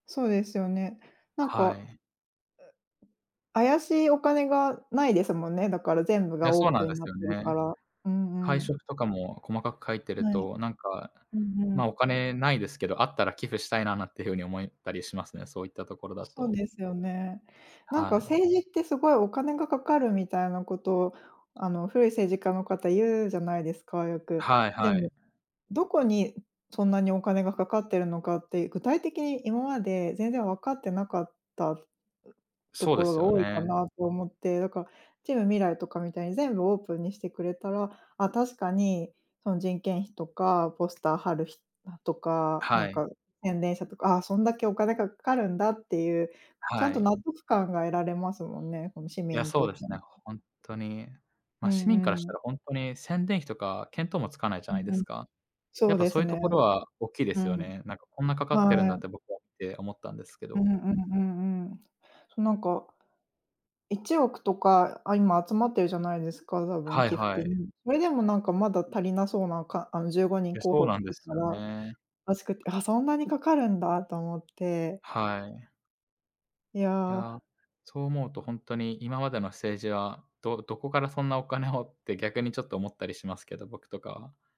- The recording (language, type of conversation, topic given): Japanese, unstructured, 市民の声は政治に届くと思いますか？
- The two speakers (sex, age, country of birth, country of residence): female, 35-39, Japan, Germany; male, 20-24, Japan, Japan
- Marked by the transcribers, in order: tapping; unintelligible speech